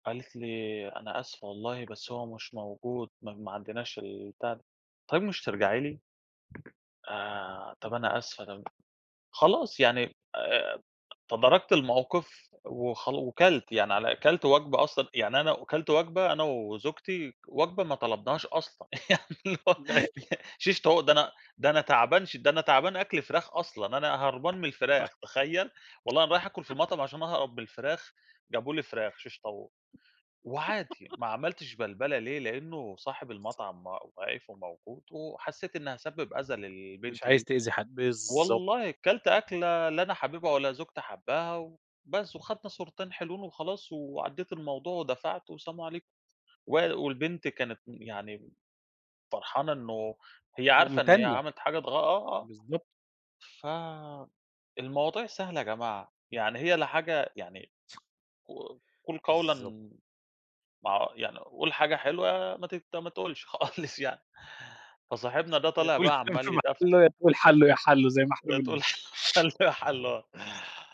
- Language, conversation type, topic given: Arabic, unstructured, إنت شايف إن الأكل السريع يستاهل كل الانتقاد ده؟
- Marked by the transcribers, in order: tapping; other background noise; laughing while speaking: "يعني اللي هو"; chuckle; unintelligible speech; chuckle; laughing while speaking: "خالص يعني"; laughing while speaking: "يا تقول كلام في مَحلُّه يا تقول حَلُّو يا حَلُّو"; laughing while speaking: "حَلُّو يا حَلُّو آه"